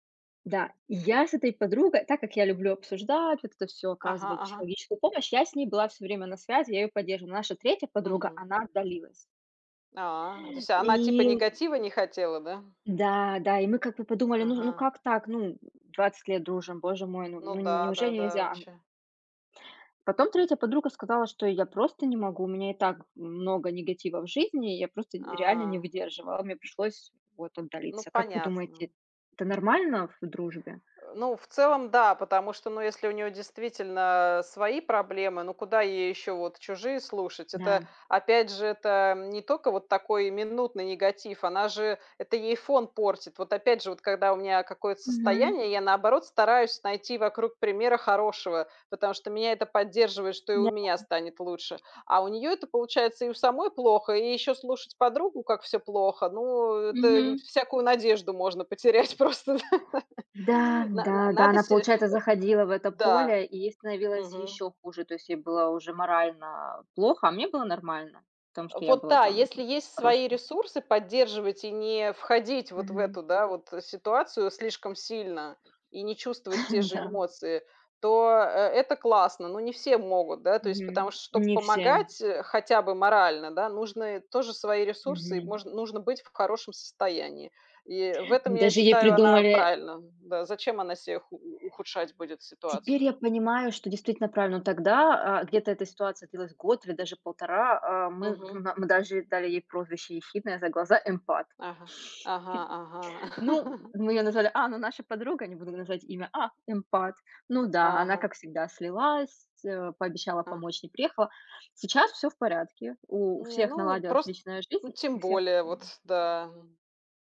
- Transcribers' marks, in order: laughing while speaking: "потерять просто"; laugh; chuckle; chuckle
- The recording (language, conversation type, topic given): Russian, unstructured, Что для вас значит настоящая дружба?